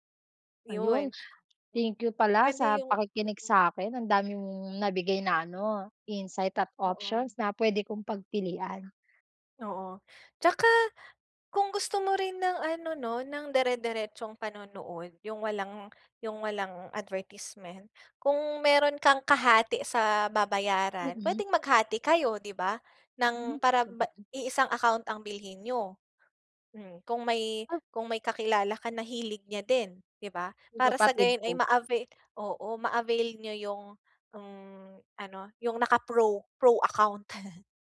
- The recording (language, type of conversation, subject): Filipino, advice, Paano ko maiiwasan ang mga nakakainis na sagabal habang nagpapahinga?
- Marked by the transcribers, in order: chuckle